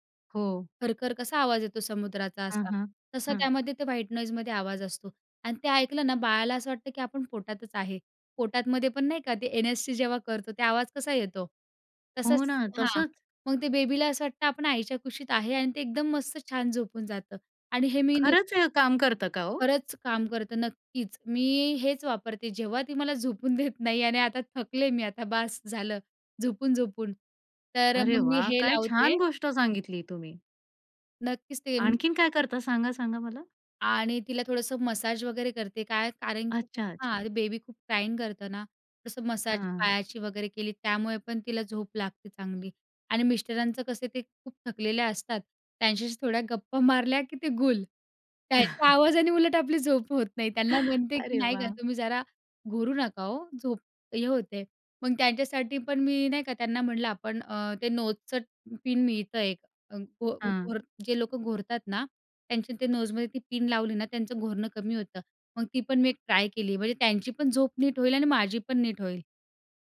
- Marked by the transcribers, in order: tapping; in English: "व्हाईट नॉईजमध्ये"; laughing while speaking: "झोपून देत नाही"; other background noise; in English: "क्रायिंग"; laughing while speaking: "की ते गुल"; chuckle; chuckle
- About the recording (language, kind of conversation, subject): Marathi, podcast, झोप सुधारण्यासाठी तुम्ही काय करता?